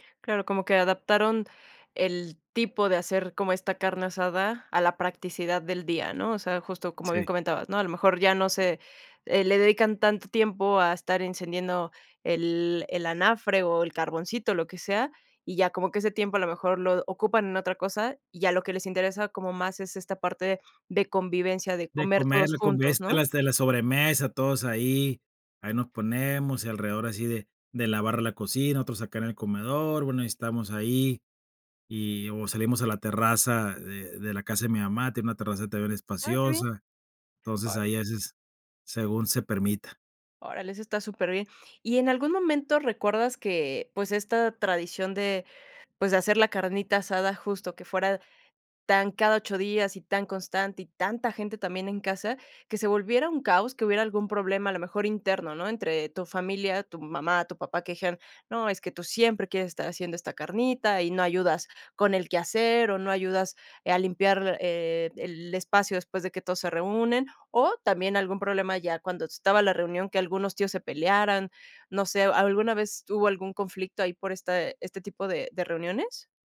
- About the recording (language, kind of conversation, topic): Spanish, podcast, ¿Qué papel juega la comida en tu identidad familiar?
- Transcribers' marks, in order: none